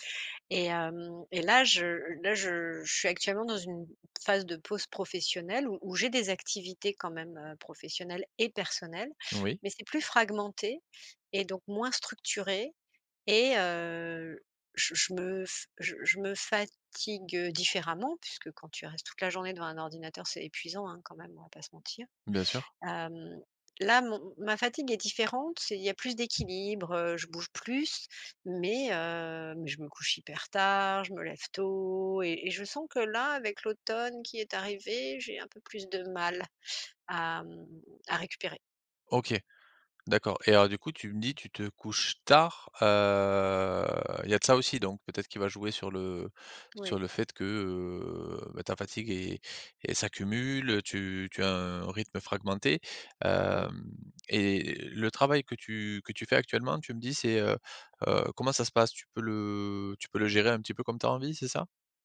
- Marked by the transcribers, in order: stressed: "personnelles"; tapping; drawn out: "heu"; drawn out: "le"
- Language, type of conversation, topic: French, advice, Comment améliorer ma récupération et gérer la fatigue pour dépasser un plateau de performance ?